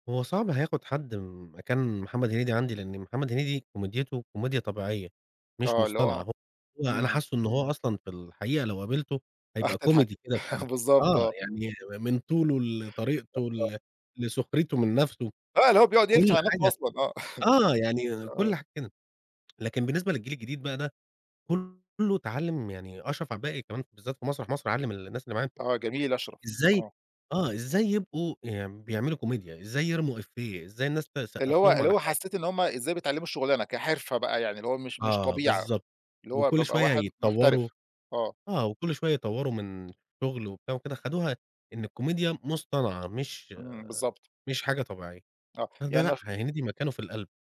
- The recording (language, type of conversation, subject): Arabic, podcast, مين الفنان المحلي اللي بتفضّله؟
- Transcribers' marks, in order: laughing while speaking: "بالضبط آه"; unintelligible speech; chuckle; tapping